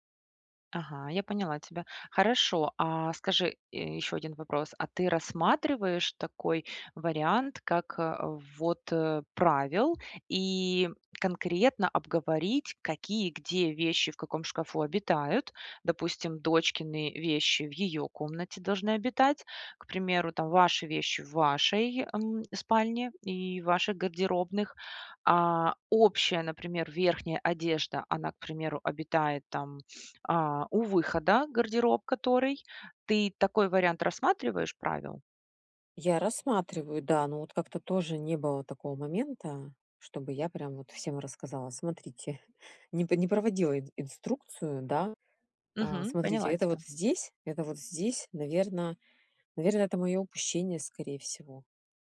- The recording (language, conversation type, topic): Russian, advice, Как договориться о границах и правилах совместного пользования общей рабочей зоной?
- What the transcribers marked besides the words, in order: none